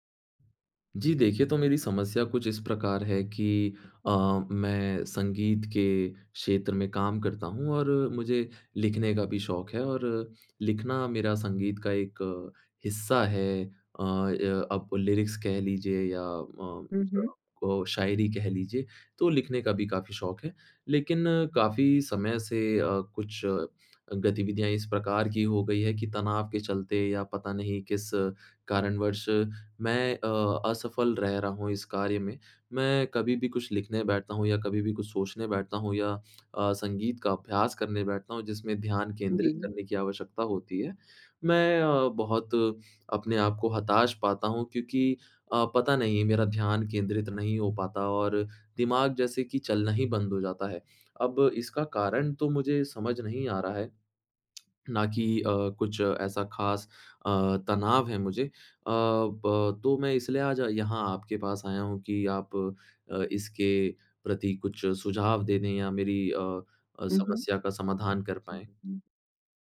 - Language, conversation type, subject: Hindi, advice, क्या मैं रोज़ रचनात्मक अभ्यास शुरू नहीं कर पा रहा/रही हूँ?
- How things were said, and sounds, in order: tapping; in English: "लिरिक्स"; other background noise; lip smack